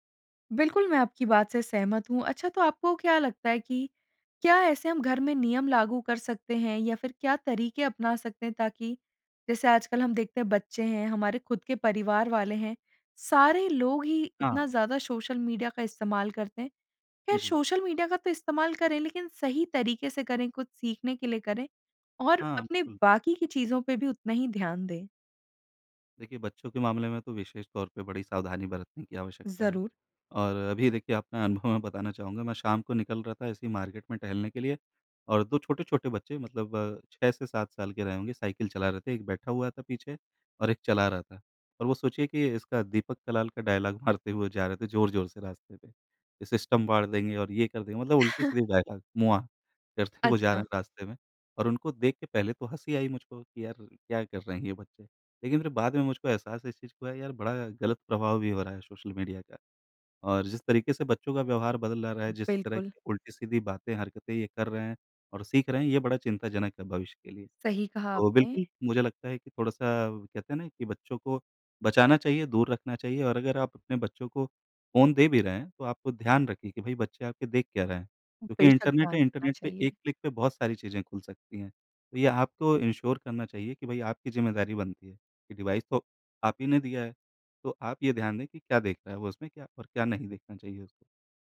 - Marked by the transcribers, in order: tapping; in English: "मार्केट"; in English: "डायलॉग"; in English: "सिस्टम"; chuckle; in English: "डायलॉग"; laughing while speaking: "करते हुए"; in English: "क्लिक"; in English: "एंश्योर"; in English: "डिवाइस"
- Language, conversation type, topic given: Hindi, podcast, सोशल मीडिया की अनंत फीड से आप कैसे बचते हैं?